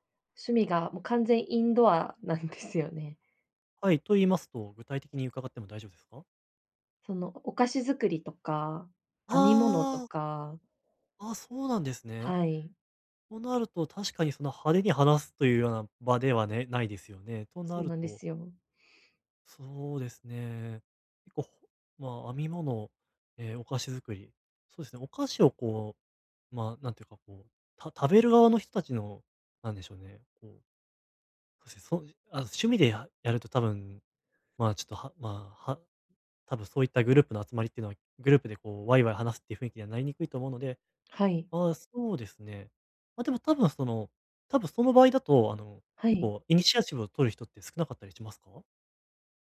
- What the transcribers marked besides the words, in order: laughing while speaking: "なんですよね"; tapping; joyful: "はあ"; joyful: "あ、そうなんですね"; in English: "イニシアチブ"
- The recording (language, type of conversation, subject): Japanese, advice, グループの集まりで、どうすれば自然に会話に入れますか？